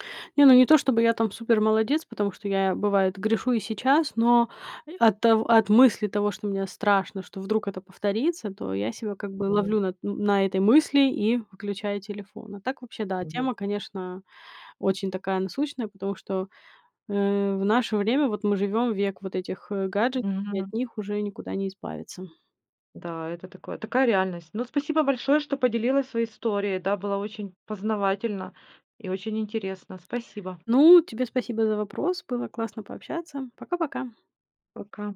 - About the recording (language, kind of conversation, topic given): Russian, podcast, Что вы думаете о влиянии экранов на сон?
- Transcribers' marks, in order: other noise